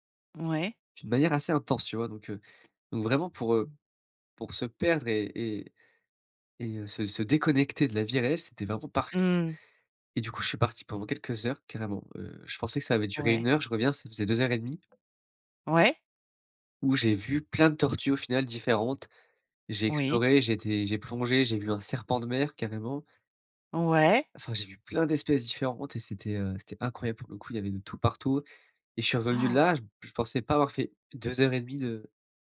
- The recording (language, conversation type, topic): French, podcast, Raconte une séance où tu as complètement perdu la notion du temps ?
- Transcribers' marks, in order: other background noise; tapping; gasp